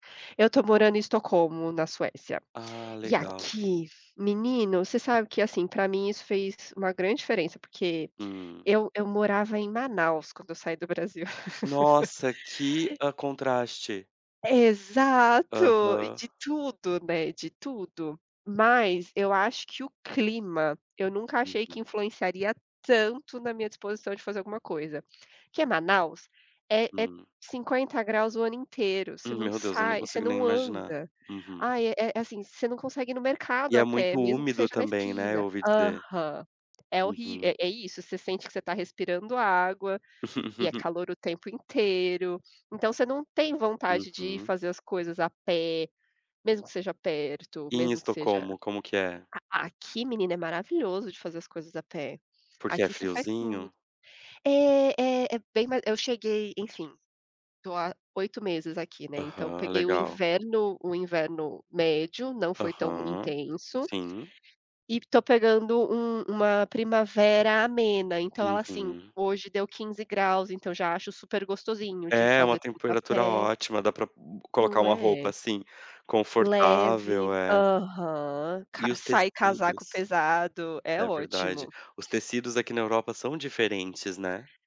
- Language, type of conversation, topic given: Portuguese, unstructured, Como você equilibra trabalho e lazer no seu dia?
- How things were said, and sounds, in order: laugh; stressed: "Exato"; stressed: "tanto"; laugh; tapping